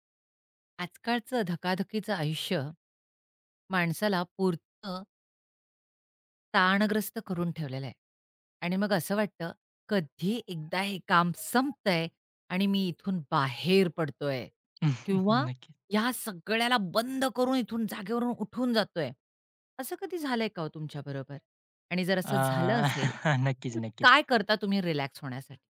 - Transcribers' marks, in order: background speech; chuckle; chuckle
- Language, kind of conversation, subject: Marathi, podcast, कामानंतर आराम मिळवण्यासाठी तुम्ही काय करता?